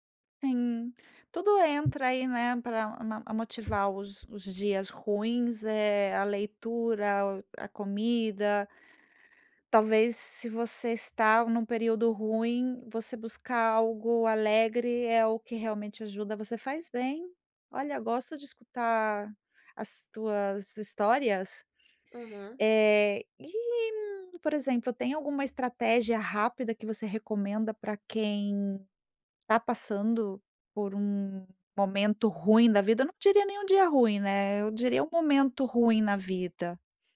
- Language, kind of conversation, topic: Portuguese, podcast, Como você encontra motivação em dias ruins?
- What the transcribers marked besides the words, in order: tapping